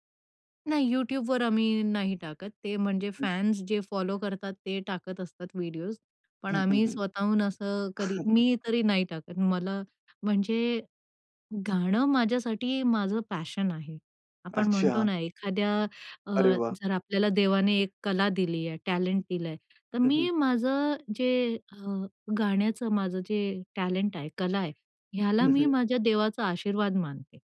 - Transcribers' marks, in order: in English: "फॅन्स"; tapping; chuckle; in English: "टॅलेंट"; in English: "टॅलेंट"
- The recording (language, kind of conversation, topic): Marathi, podcast, लोक तुमच्या कामावरून तुमच्याबद्दल काय समजतात?